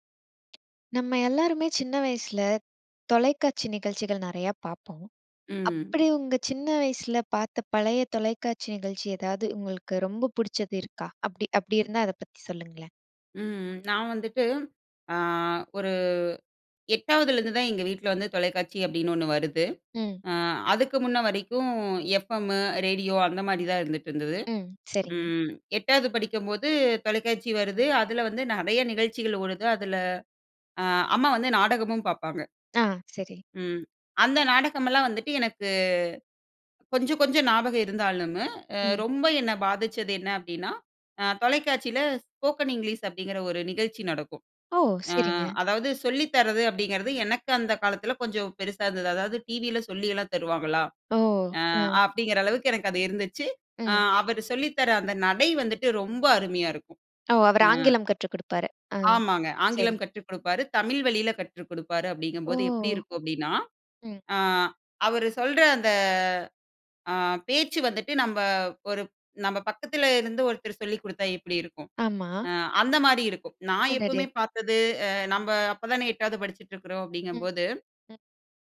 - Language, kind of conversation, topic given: Tamil, podcast, உங்கள் நெஞ்சத்தில் நிற்கும் ஒரு பழைய தொலைக்காட்சி நிகழ்ச்சியை விவரிக்க முடியுமா?
- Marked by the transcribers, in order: other noise; "இருந்தாலும்" said as "இருந்தாலுமு"